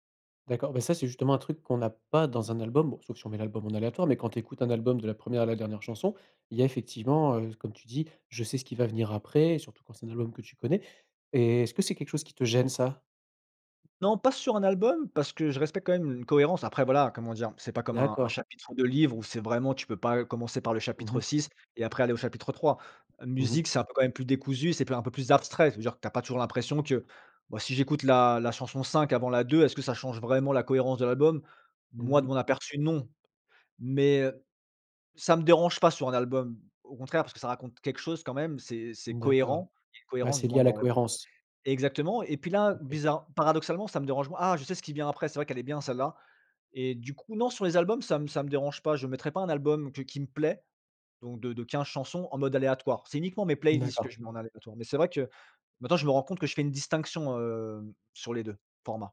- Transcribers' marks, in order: stressed: "pas"; other background noise; tapping; "bizarre" said as "biza"; stressed: "Ah"
- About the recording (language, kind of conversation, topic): French, podcast, Pourquoi préfères-tu écouter un album plutôt qu’une playlist, ou l’inverse ?